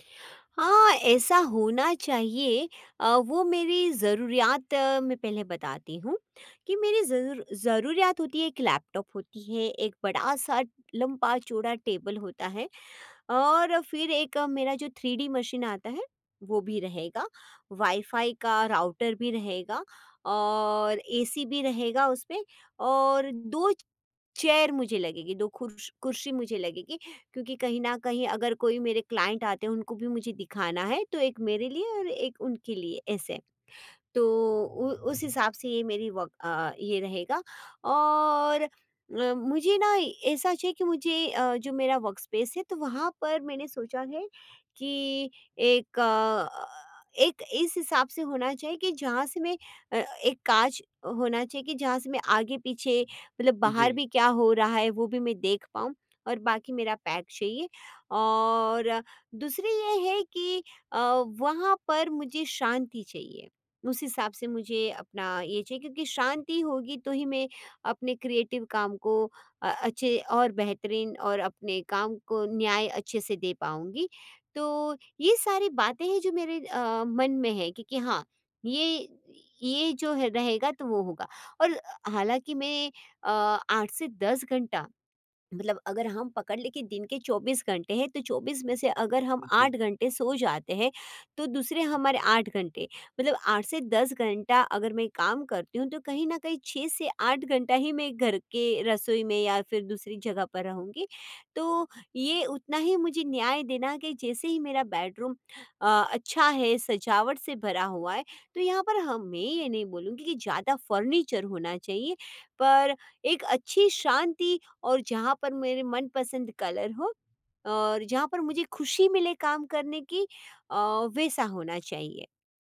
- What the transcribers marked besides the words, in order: in English: "चेयर"; in English: "क्लाइंट"; in English: "वर्क"; in English: "वर्कस्पेस"; in English: "पैक"; in English: "क्रिएटिव"; in English: "बेडरूम"; in English: "कलर"
- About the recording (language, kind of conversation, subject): Hindi, advice, मैं अपने रचनात्मक कार्यस्थल को बेहतर तरीके से कैसे व्यवस्थित करूँ?